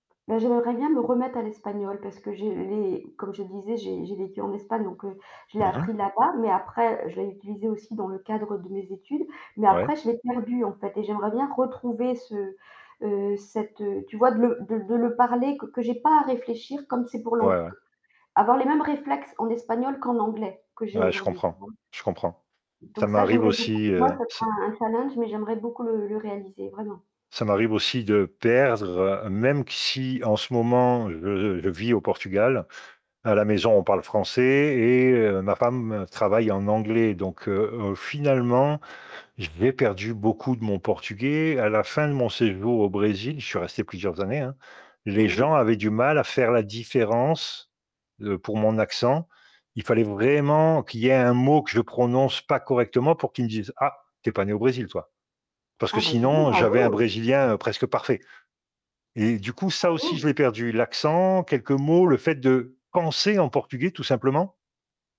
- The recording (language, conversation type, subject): French, unstructured, Qu’aimerais-tu apprendre dans les prochaines années ?
- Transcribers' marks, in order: distorted speech